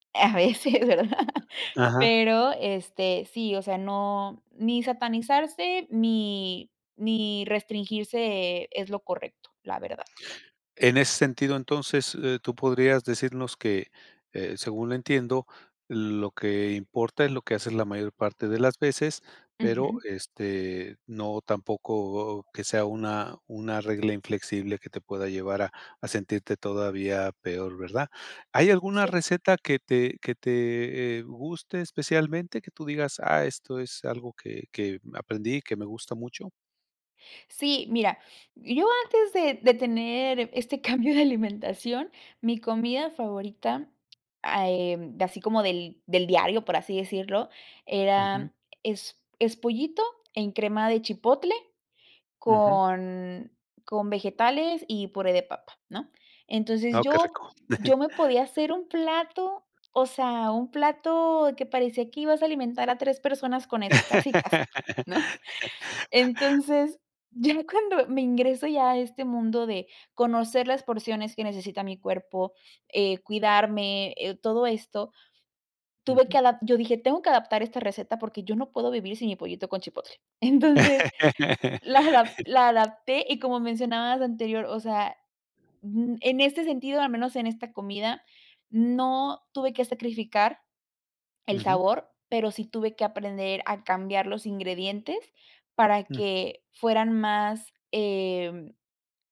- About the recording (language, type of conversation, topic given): Spanish, podcast, ¿Qué papel juega la cocina casera en tu bienestar?
- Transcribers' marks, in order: laughing while speaking: "A veces, ¿verdad?"; tapping; laughing while speaking: "cambio de alimentación"; giggle; laughing while speaking: "¿no? Entonces, ya cuando me ingreso"; laugh; laugh